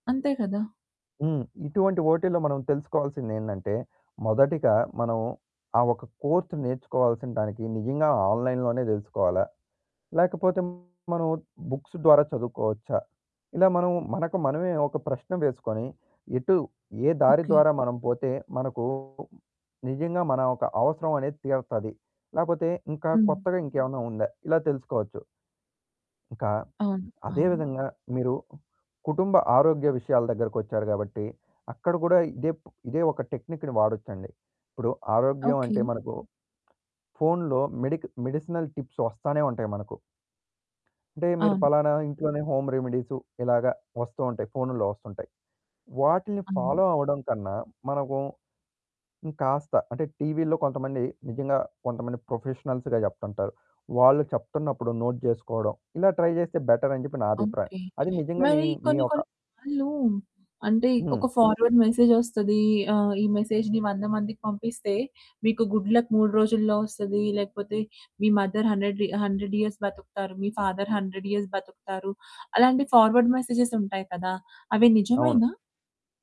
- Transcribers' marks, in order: other background noise; in English: "ఓటీలో"; in English: "కోర్స్"; in English: "ఆన్లైన్‌లోనే"; distorted speech; in English: "బుక్స్"; in English: "టెక్నిక్‌ని"; in English: "మెడిక్ మెడిసినల్ టిప్స్"; in English: "హోమ్"; in English: "ఫాలో"; in English: "ప్రొఫెషనల్స్‌గా"; in English: "నోట్"; in English: "ట్రై"; in English: "బెటర్"; in English: "ఫార్వర్డ్ మెసేజ్"; in English: "మెసేజ్‌ని"; in English: "గుడ్ లక్"; in English: "మదర్ హండ్రెడ్ రి హండ్రెడ్ ఇయర్స్"; in English: "ఫాదర్ హండ్రెడ్ ఇయర్స్"; in English: "ఫార్వర్డ్ మెసేజెస్"
- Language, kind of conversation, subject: Telugu, podcast, మీకు నిజంగా ఏ సమాచారం అవసరమో మీరు ఎలా నిర్ణయిస్తారు?